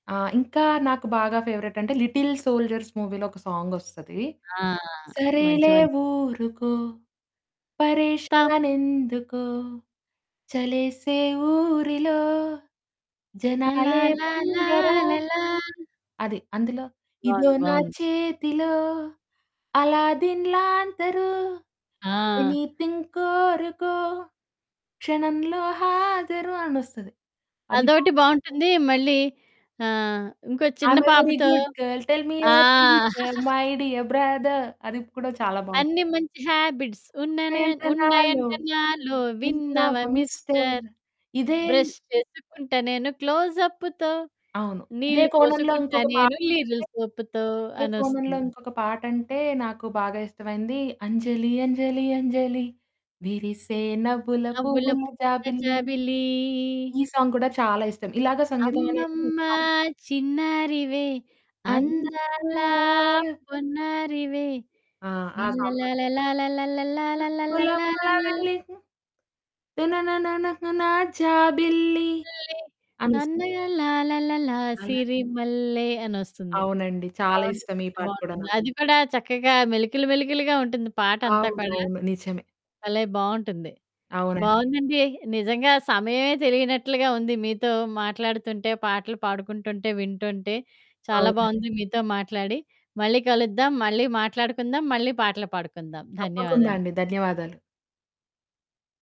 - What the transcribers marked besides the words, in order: in English: "ఫేవరైట్"; in English: "మూవీలో"; singing: "సరేలే ఊరుకో, పరేషానెందుకొ చలేసే ఊరిలో జనాలే దొంగరా"; singing: "లలాల లాలల"; singing: "ఇదో నా చేతిలో అల్లాదీన్ లాంతరు ఎనిథింగ్ కోరుకో క్షణంలో హాజరు"; in English: "ఎనిథింగ్"; other background noise; singing: "ఐమ్‌ఏ వెరీ గుడ్ గర్ల్ టెల్ మి యువర్ టీచర్ మై డియర్ బ్రదర్"; in English: "ఐమ్‌ఏ వెరీ గుడ్ గర్ల్ టెల్ మి యువర్ టీచర్ మై డియర్ బ్రదర్"; distorted speech; chuckle; singing: "అన్ని మంచి హాబిట్స్ ఉన్ననే ఉన్నయంటే … నేను లీరిల్ సొపుతో"; in English: "హాబిట్స్"; singing: "ఉన్నాయంట నాలో విన్నావ మిస్టర్ ఇదే"; in English: "మిస్టర్. బ్రష్"; in English: "మిస్టర్"; singing: "అంజలి అంజలి అంజలి విరిసే నవ్వుల పువ్వుల జాబిల్లి"; singing: "నవ్వుల పువ్వుల జాబిలీ"; in English: "సాంగ్"; singing: "అమ్మమ్మ చిన్నారివే అందాలా పొన్నారివే"; singing: "అందాల"; humming a tune; in English: "సాంగ్"; singing: "నవ్వుల జాబిల్లి తనననననా జాబిల్లి"; humming a tune; unintelligible speech; singing: "సన్నగా లాలాలాల సిరి మల్లె"
- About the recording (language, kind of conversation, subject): Telugu, podcast, ఫిల్మ్‌గీతాలు నీ సంగీతస్వరూపాన్ని ఎలా తీర్చిదిద్దాయి?